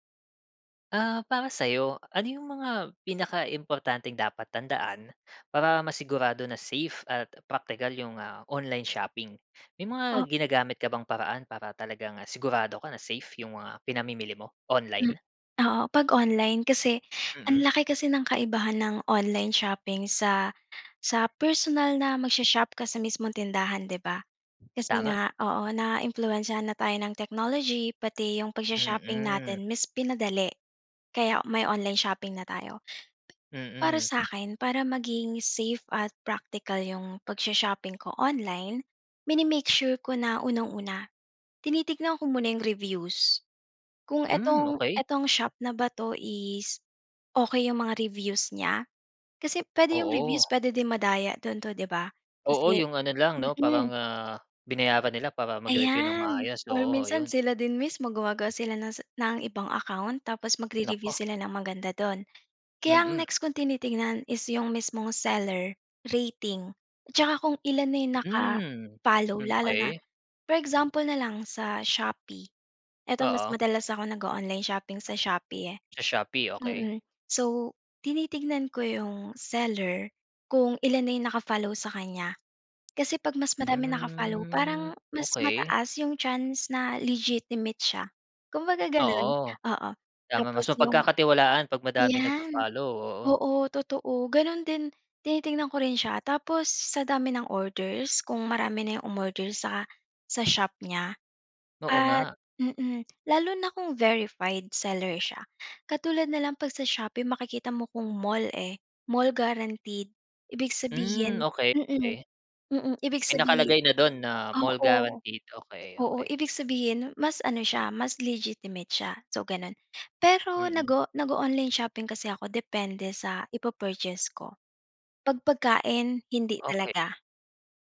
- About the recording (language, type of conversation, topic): Filipino, podcast, Ano ang mga praktikal at ligtas na tips mo para sa online na pamimili?
- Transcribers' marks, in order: other background noise; tapping; drawn out: "Hmm"